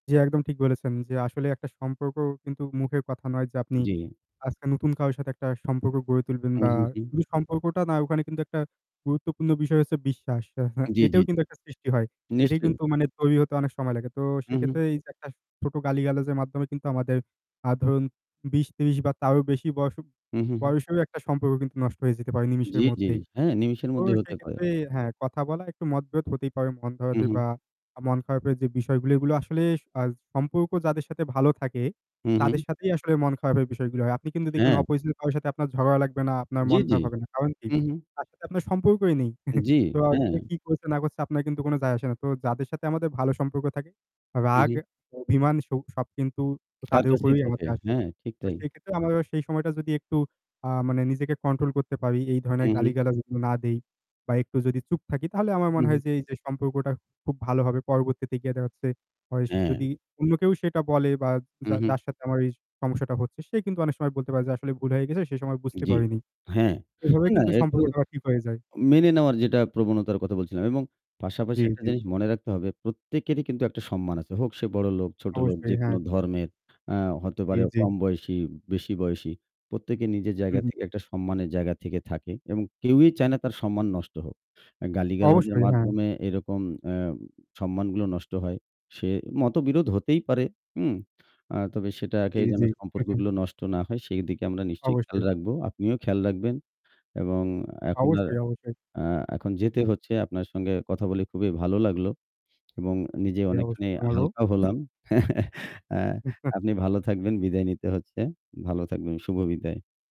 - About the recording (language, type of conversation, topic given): Bengali, unstructured, মতবিরোধে গালি-গালাজ করলে সম্পর্কের ওপর কী প্রভাব পড়ে?
- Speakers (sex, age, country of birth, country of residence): male, 20-24, Bangladesh, Bangladesh; male, 40-44, Bangladesh, Bangladesh
- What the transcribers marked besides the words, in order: static; tapping; "তারও" said as "তাও"; "নিমেষের" said as "নিমিষের"; scoff; "আমরা" said as "আময়া"; chuckle; unintelligible speech; throat clearing; chuckle